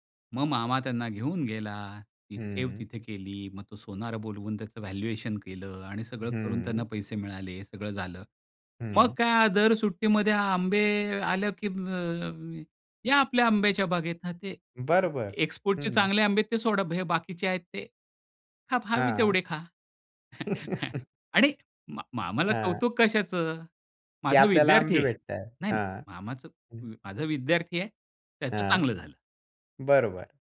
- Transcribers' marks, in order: tapping; in English: "व्हॅल्युएशन"; in English: "एक्सपोर्टचे"; chuckle
- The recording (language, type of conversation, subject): Marathi, podcast, तुम्हाला सर्वाधिक प्रभावित करणारे मार्गदर्शक कोण होते?